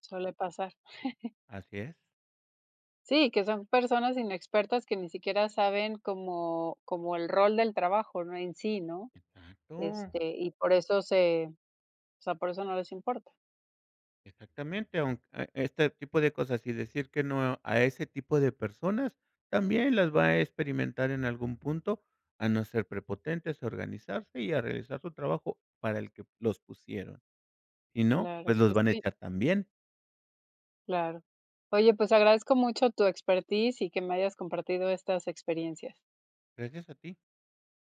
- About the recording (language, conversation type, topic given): Spanish, podcast, ¿Cómo decides cuándo decir “no” en el trabajo?
- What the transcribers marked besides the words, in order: giggle